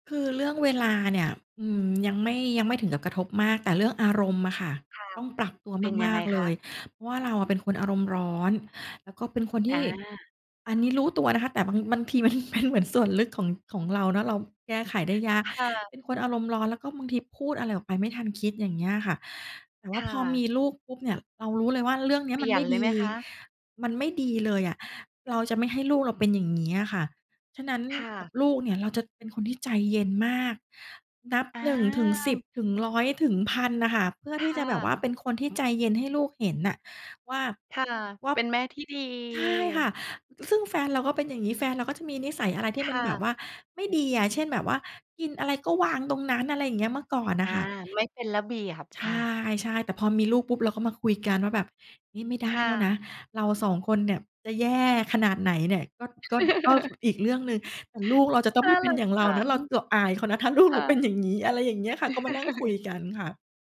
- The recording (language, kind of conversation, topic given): Thai, podcast, บทเรียนสำคัญที่สุดที่การเป็นพ่อแม่สอนคุณคืออะไร เล่าให้ฟังได้ไหม?
- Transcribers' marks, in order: other background noise; laughing while speaking: "มันเป็น"; stressed: "แย่"; chuckle; laughing while speaking: "ถ้าลูกเรา"; laugh